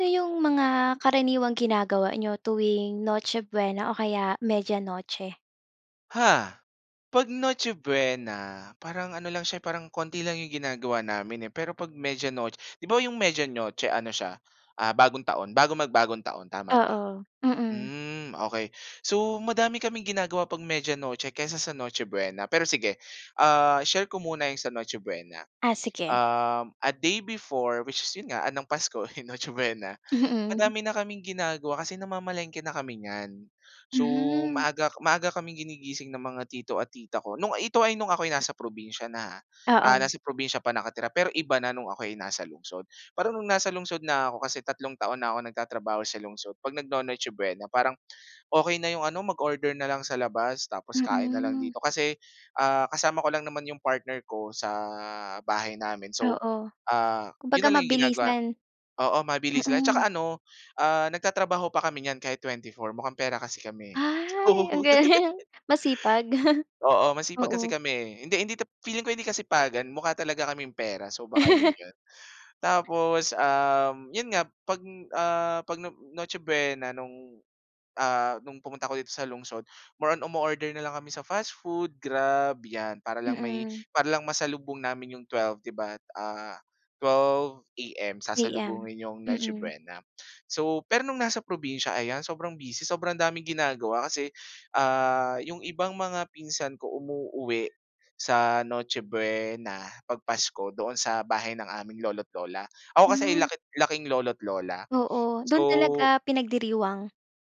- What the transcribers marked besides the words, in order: in English: "a day before, which is"; tapping; laughing while speaking: "ang galing, masipag"; laugh
- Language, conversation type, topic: Filipino, podcast, Ano ang karaniwan ninyong ginagawa tuwing Noche Buena o Media Noche?